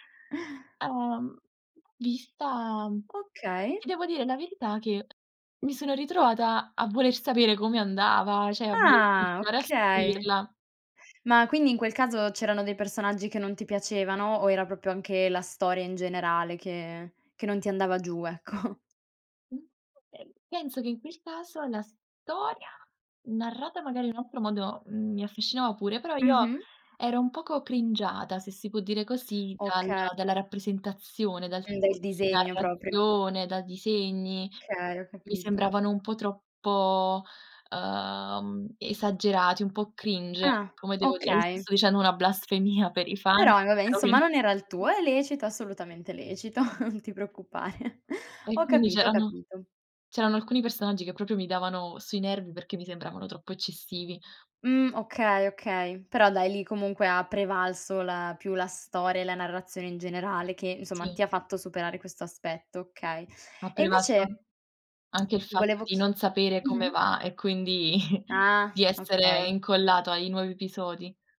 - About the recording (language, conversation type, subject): Italian, podcast, Che cosa ti fa amare o odiare un personaggio in una serie televisiva?
- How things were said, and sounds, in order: chuckle; "cioè" said as "ceh"; unintelligible speech; laughing while speaking: "ecco?"; in English: "cringiata"; other background noise; "Okay" said as "oke"; in English: "cringe"; chuckle; tapping; tsk; chuckle